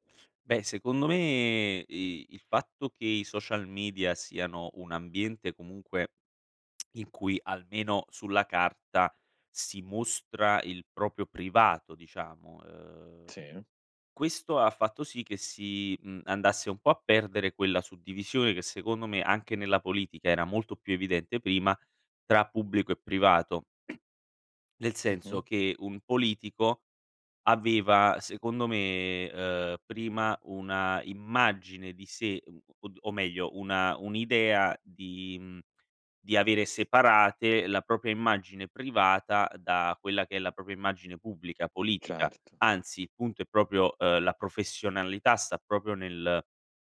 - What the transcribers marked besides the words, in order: lip smack; tapping; other background noise
- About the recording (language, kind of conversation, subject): Italian, podcast, In che modo i social media trasformano le narrazioni?